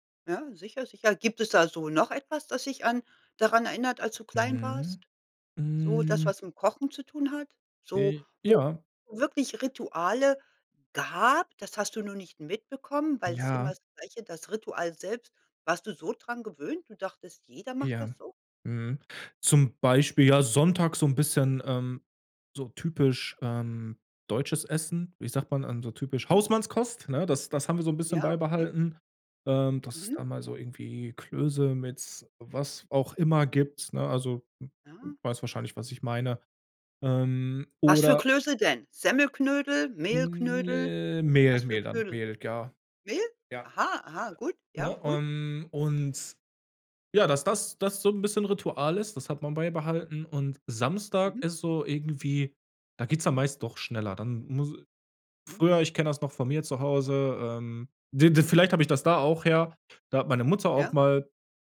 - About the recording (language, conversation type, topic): German, podcast, Welche Rituale hast du beim Kochen für die Familie?
- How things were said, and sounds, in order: stressed: "gab"; put-on voice: "Hausmannskost"; drawn out: "Hm"